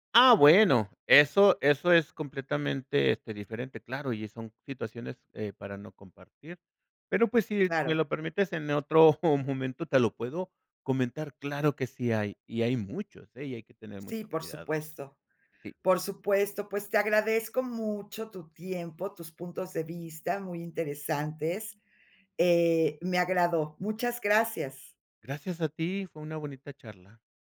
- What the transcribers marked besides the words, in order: laughing while speaking: "otro"
- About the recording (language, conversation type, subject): Spanish, podcast, ¿Cómo decides si seguir a alguien en redes sociales?